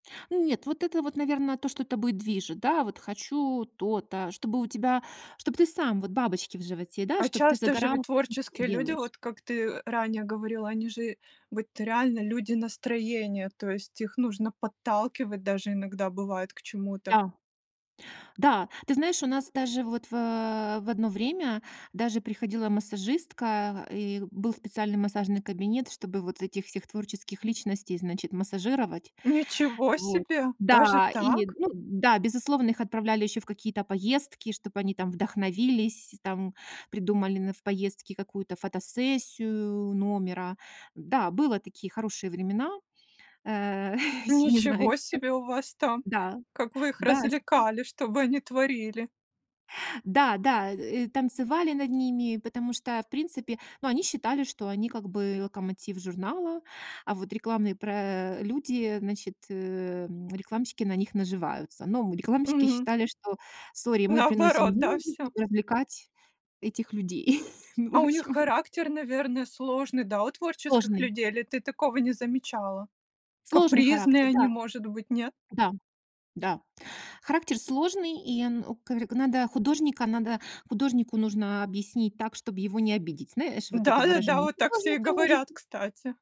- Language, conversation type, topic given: Russian, podcast, Что для тебя значит быть творческой личностью?
- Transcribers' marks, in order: surprised: "Даже так?"; chuckle; in English: "sorry"; chuckle; laughing while speaking: "ну, в общем"; chuckle; other background noise